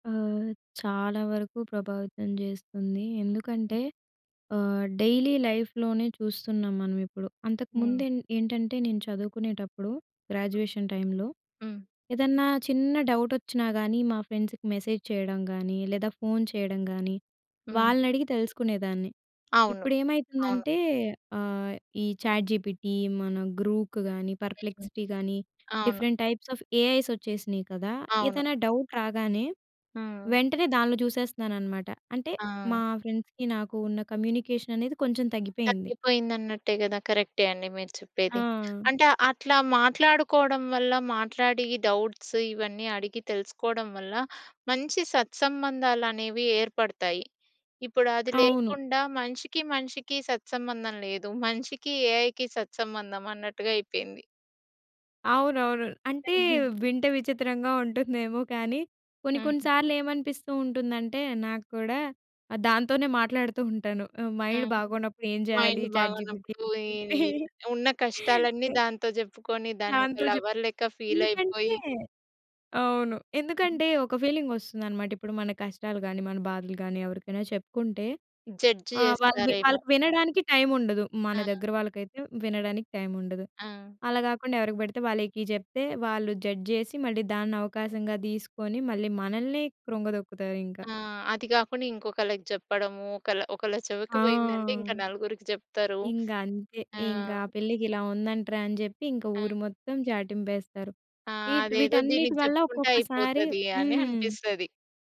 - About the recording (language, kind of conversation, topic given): Telugu, podcast, సోషల్ మీడియా భవిష్యత్తు మన సామాజిక సంబంధాలను ఎలా ప్రభావితం చేస్తుంది?
- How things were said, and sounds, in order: in English: "డైలీ లైఫ్‌లోనే"; other noise; in English: "గ్రాడ్యుయేషన్ టైమ్‌లో"; in English: "ఫ్రెండ్స్‌కి మెసేజ్"; in English: "చాట్‌జిపిటి"; in English: "గ్రూక్"; in English: "పర్‌ప్లెక్సీటీ"; in English: "డిఫరెంట్ టైప్స్ ఆఫ్"; in English: "డౌట్"; in English: "ఫ్రెండ్స్‌కీ"; in English: "డౌట్స్"; in English: "ఏఐకి"; chuckle; in English: "మైండ్"; in English: "చాట్‌జి‌పిటికి"; chuckle; in English: "లవర్‌లెక్క"; in English: "జడ్జ్"; in English: "జడ్జ్"